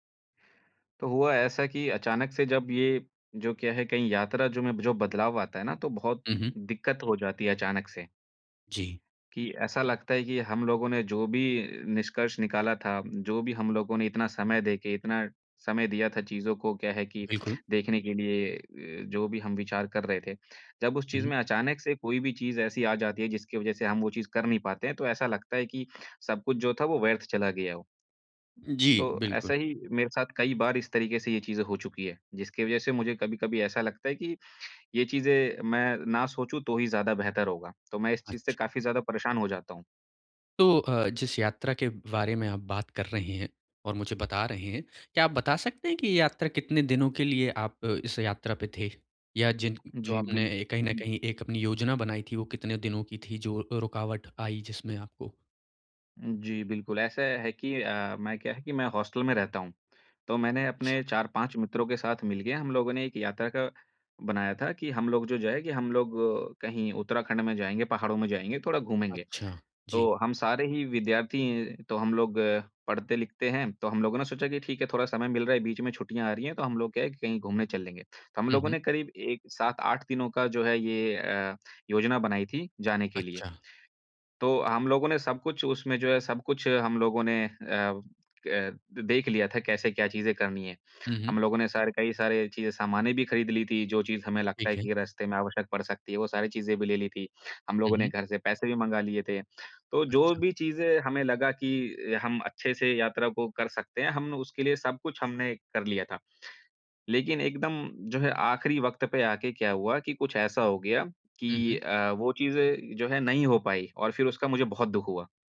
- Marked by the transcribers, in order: other background noise
- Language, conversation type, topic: Hindi, advice, अचानक यात्रा रुक जाए और योजनाएँ बदलनी पड़ें तो क्या करें?